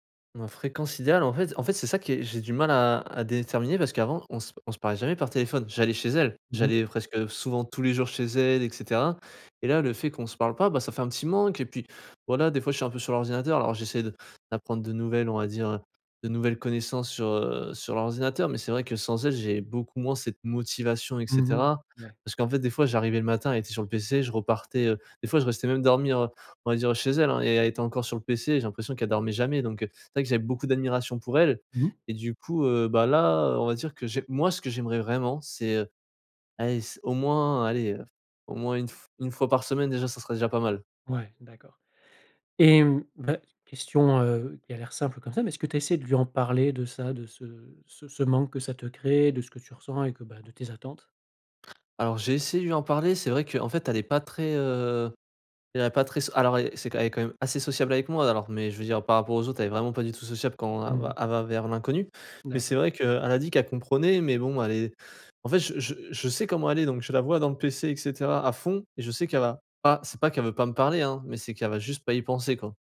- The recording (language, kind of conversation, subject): French, advice, Comment puis-je rester proche de mon partenaire malgré une relation à distance ?
- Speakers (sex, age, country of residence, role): male, 20-24, France, user; male, 40-44, France, advisor
- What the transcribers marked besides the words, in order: other background noise